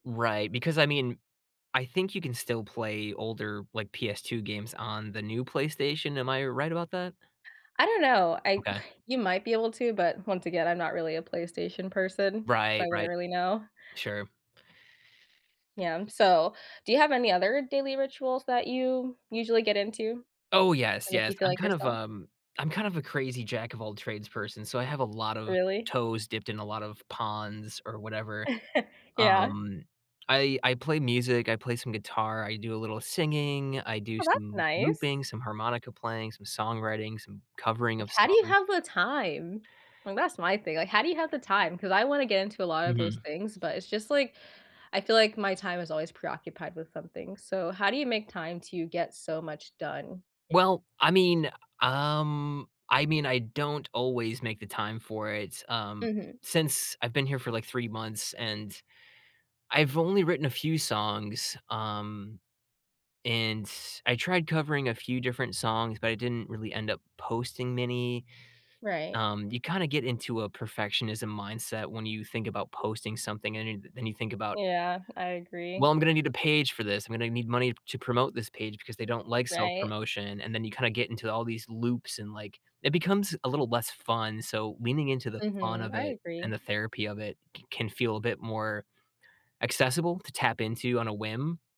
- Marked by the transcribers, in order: sigh; other background noise; chuckle; tapping
- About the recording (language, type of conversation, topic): English, unstructured, What small daily ritual should I adopt to feel like myself?
- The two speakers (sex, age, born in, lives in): female, 20-24, United States, United States; male, 35-39, United States, United States